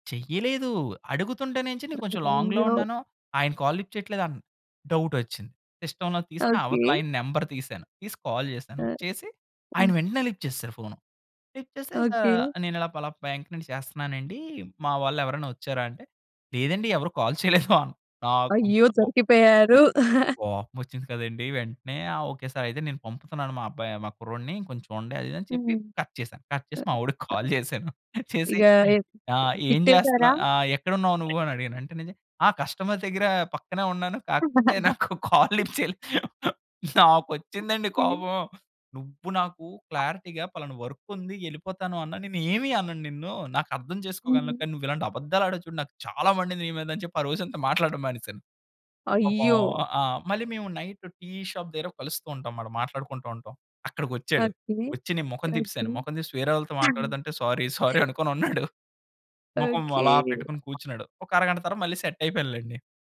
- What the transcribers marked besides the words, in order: other noise; in English: "లాంగ్‌లో"; in English: "కాల్ లిఫ్ట్"; in English: "సిస్టమ్‌లో"; in English: "నంబర్"; in English: "కాల్"; in English: "లిఫ్ట్"; in English: "లిఫ్ట్"; in English: "కాల్"; chuckle; other background noise; chuckle; in English: "కట్"; in English: "కట్"; laughing while speaking: "కాల్ చేశాను. చేసి"; in English: "కాల్"; background speech; in English: "కస్టమర్"; laughing while speaking: "నాకు కాల్ లిఫ్ట్ చేయలేదు. నాకొచ్చిందండి కోపం"; chuckle; in English: "కాల్ లిఫ్ట్"; in English: "క్లారిటీగా"; in English: "నైట్"; in English: "షాప్"; in English: "సారీ, సారీ"; laughing while speaking: "అనుకోనున్నాడు"
- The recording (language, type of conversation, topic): Telugu, podcast, ఒత్తిడిని తగ్గించుకోవడానికి మీరు సాధారణంగా ఏ మార్గాలు అనుసరిస్తారు?